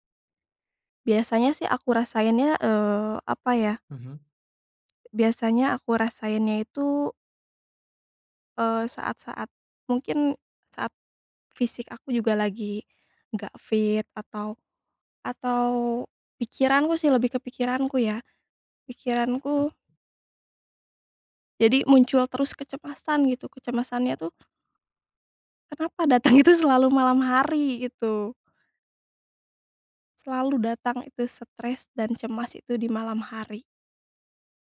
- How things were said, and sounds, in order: other background noise; laughing while speaking: "datangnya"
- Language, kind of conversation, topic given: Indonesian, advice, Bagaimana cara mengatasi sulit tidur karena pikiran stres dan cemas setiap malam?